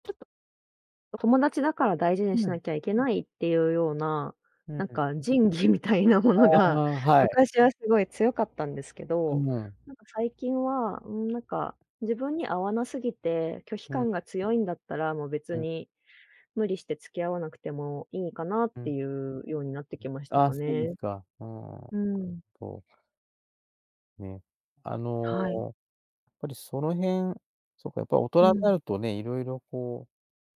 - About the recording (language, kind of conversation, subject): Japanese, podcast, 友だちづきあいで、あなたが一番大切にしていることは何ですか？
- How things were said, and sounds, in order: laughing while speaking: "仁義みたいなものが"; unintelligible speech